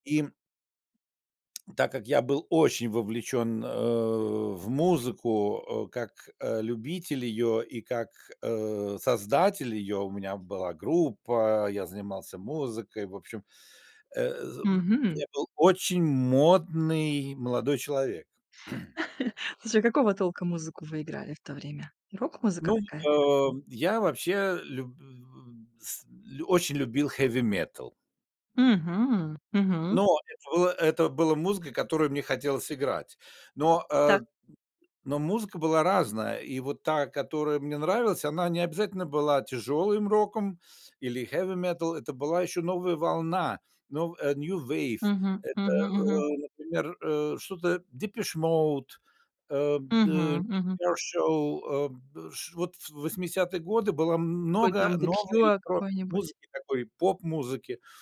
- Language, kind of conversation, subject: Russian, podcast, Что ты хочешь сказать людям своим нарядом?
- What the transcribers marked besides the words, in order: tsk; throat clearing; chuckle; other noise; unintelligible speech